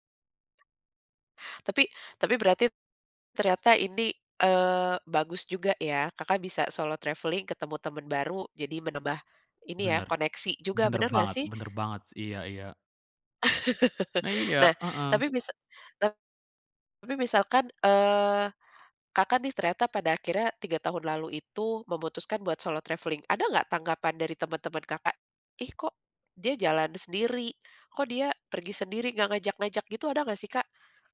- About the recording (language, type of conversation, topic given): Indonesian, podcast, Bagaimana kamu biasanya mencari teman baru saat bepergian, dan apakah kamu punya cerita seru?
- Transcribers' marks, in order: tapping; in English: "solo traveling"; laugh; in English: "solo traveling"